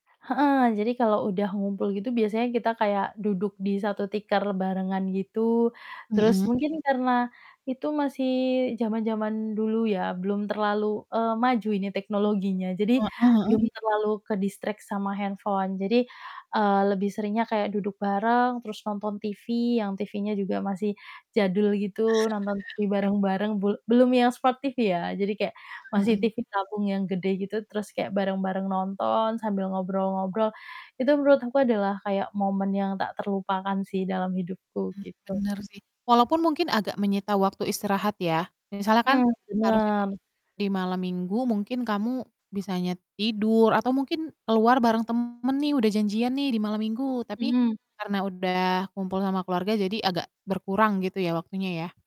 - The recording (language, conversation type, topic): Indonesian, podcast, Kebiasaan akhir pekan di rumah apa yang paling kamu sukai?
- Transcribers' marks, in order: static; other background noise; in English: "ke-distract"; chuckle; distorted speech; in English: "Smart TV"